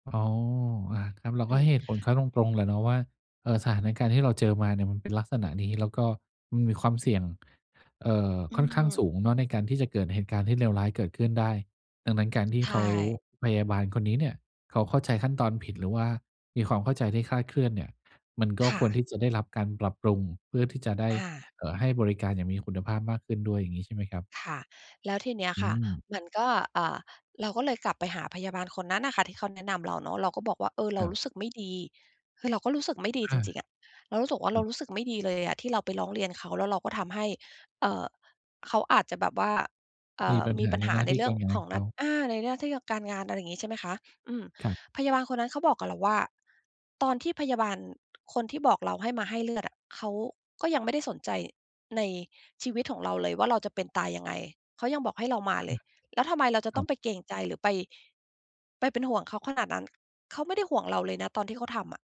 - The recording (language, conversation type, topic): Thai, podcast, คุณเคยปรับนิสัยจากคนขี้เกรงใจให้กลายเป็นคนที่มั่นใจมากขึ้นได้อย่างไร?
- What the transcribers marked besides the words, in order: tapping; other background noise; chuckle